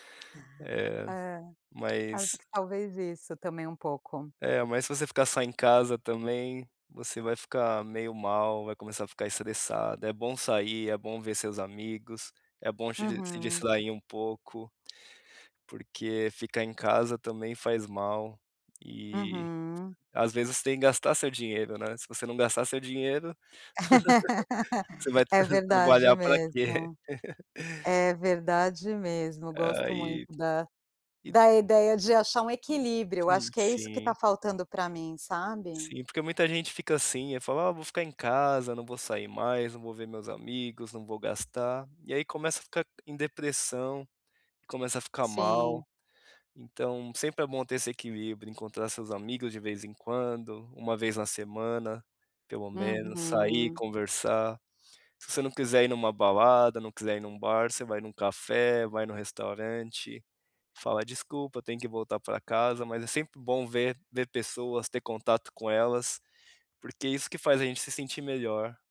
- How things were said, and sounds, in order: laugh; chuckle; unintelligible speech
- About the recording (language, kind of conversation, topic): Portuguese, advice, Por que me sinto esgotado(a) depois de ficar com outras pessoas e preciso de um tempo sozinho(a)?